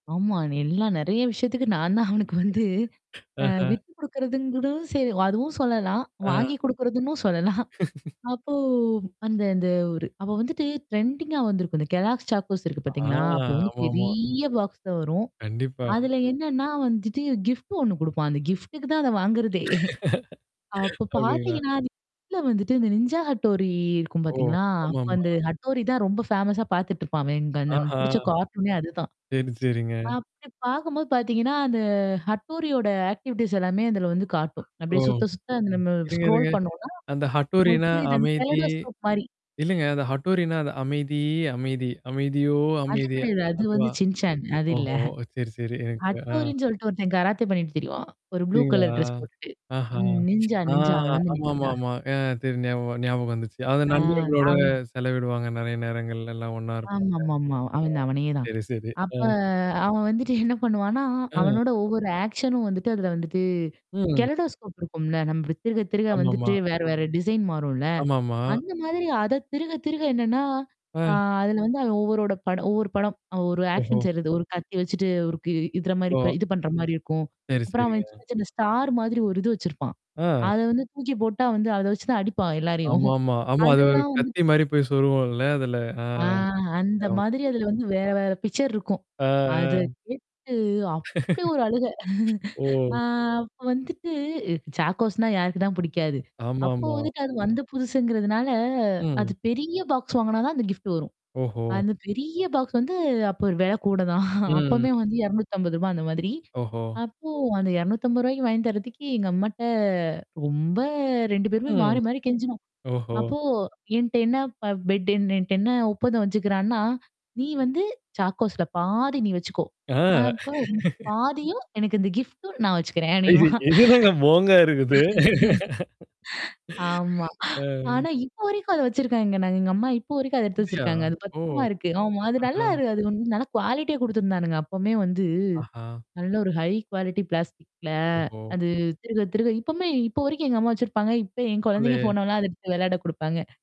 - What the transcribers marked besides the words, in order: laughing while speaking: "நான் தான் அவனுக்கு"; laugh; laughing while speaking: "சொல்லலாம்"; laugh; mechanical hum; drawn out: "பெரிய"; other noise; chuckle; laugh; distorted speech; in English: "ஃபேமஸா"; in English: "ஆக்டிவிட்டீஸ்"; in English: "ஸ்குரோல்"; put-on voice: "அமைதி, அமைதி. அமைதியோ அமைதி"; laughing while speaking: "அது இல்ல"; other background noise; laughing while speaking: "வந்துட்டு"; in English: "ஆக்ஷனும்"; in English: "ஆக்ஷன்"; in English: "ஸ்டார்"; chuckle; drawn out: "ஆ"; in English: "பிக்சர்"; laugh; laughing while speaking: "கூட தான்"; laugh; laughing while speaking: "நீ வா. ஆமா"; laughing while speaking: "அய்ய இது என்னங்க போங்கா இருக்குது?"; in English: "ஹை குவாலிடி"
- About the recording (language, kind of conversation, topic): Tamil, podcast, சகோதரர்களுடன் உங்கள் உறவு காலப்போக்கில் எப்படி வளர்ந்து வந்தது?